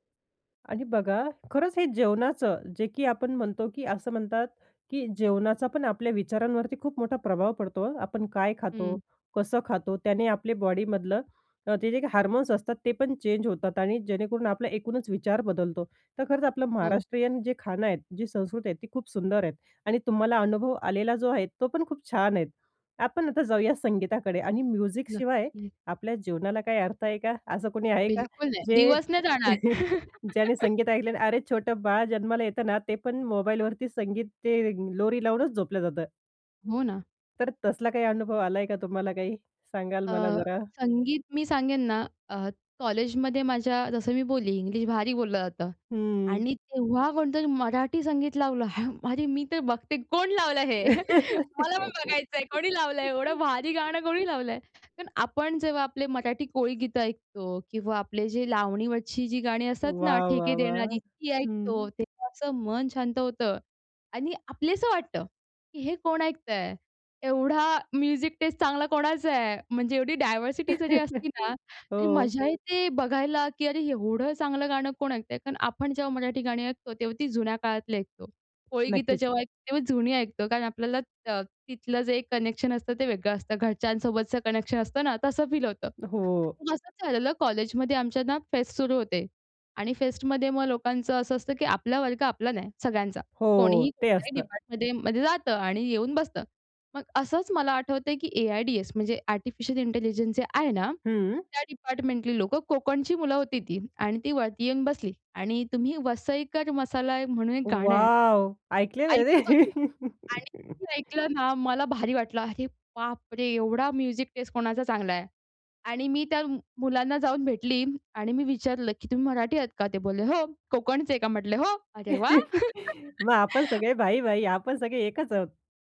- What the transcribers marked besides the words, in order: other background noise; in English: "चेंज"; in English: "म्युझिक"; chuckle; joyful: "सांगाल मला जरा?"; other noise; laughing while speaking: "हे. मला पण बघायचं आहे … कोणी लावलं आहे"; laugh; in English: "म्युझिक"; in English: "डायव्हर्सिटी"; laugh; in English: "कनेक्शन"; in English: "कनेक्शन"; laugh; in English: "म्युझिक"; laugh; laughing while speaking: "भाई-भाई आपण सगळे एकच आहोत"; laugh
- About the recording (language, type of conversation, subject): Marathi, podcast, भाषा, अन्न आणि संगीत यांनी तुमची ओळख कशी घडवली?